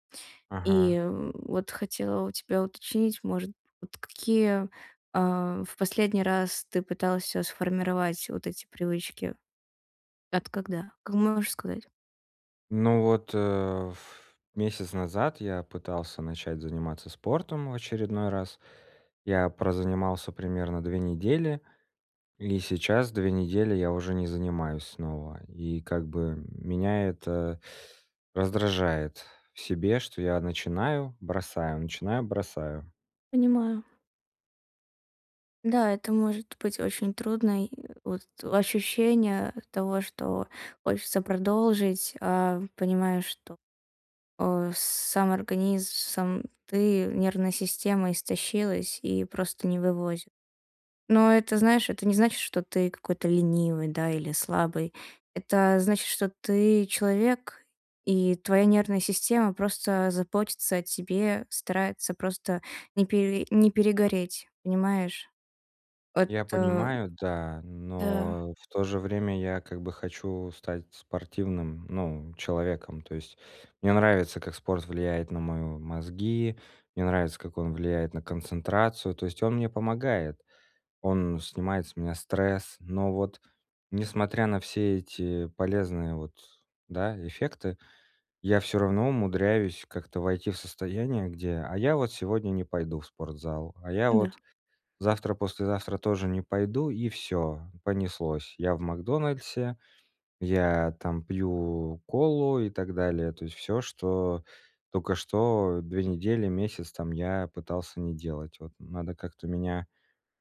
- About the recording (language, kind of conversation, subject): Russian, advice, Как поддерживать мотивацию и дисциплину, когда сложно сформировать устойчивую привычку надолго?
- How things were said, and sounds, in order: tapping